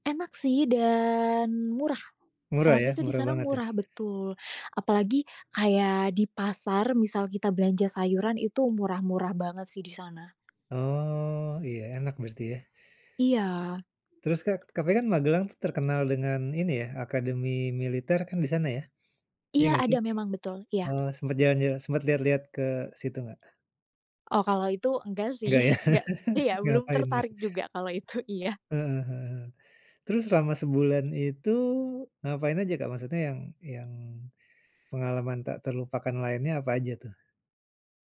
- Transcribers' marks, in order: drawn out: "dan"; other background noise; tapping; laughing while speaking: "enggak sih, enggak iya, belum tertarik juga kalau itu iya"; laugh; chuckle
- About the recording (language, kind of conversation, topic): Indonesian, podcast, Apa pengalaman liburan paling tak terlupakan yang pernah kamu alami?